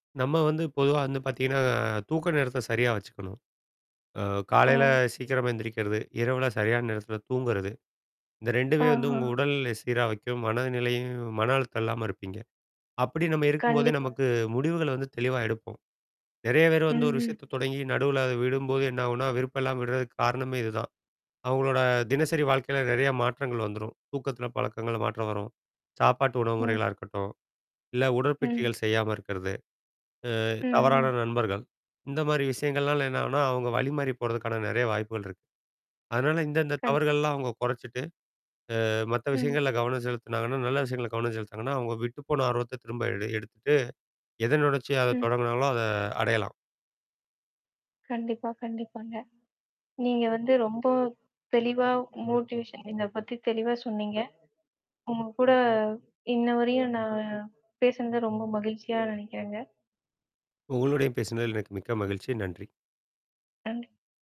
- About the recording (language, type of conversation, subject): Tamil, podcast, உற்சாகம் குறைந்திருக்கும் போது நீங்கள் உங்கள் படைப்பை எப்படித் தொடங்குவீர்கள்?
- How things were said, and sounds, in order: static; distorted speech; mechanical hum; other background noise; other noise; in English: "மோட்டிவேஷன்"; background speech